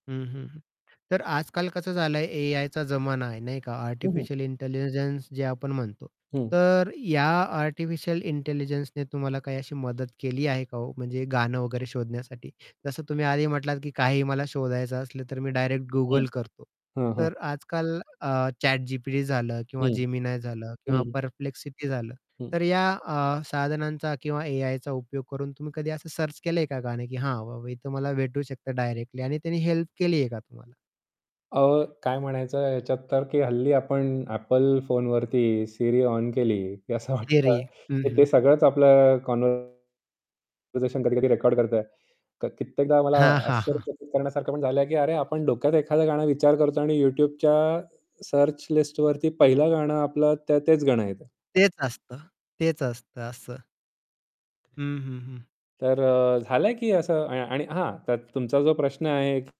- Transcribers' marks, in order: static; other background noise; tapping; laughing while speaking: "की असं वाटतं"; distorted speech; in English: "कॉन्वरसेशन"; in English: "सर्च"
- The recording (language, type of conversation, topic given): Marathi, podcast, तुम्हाला एखादं जुने गाणं शोधायचं असेल, तर तुम्ही काय कराल?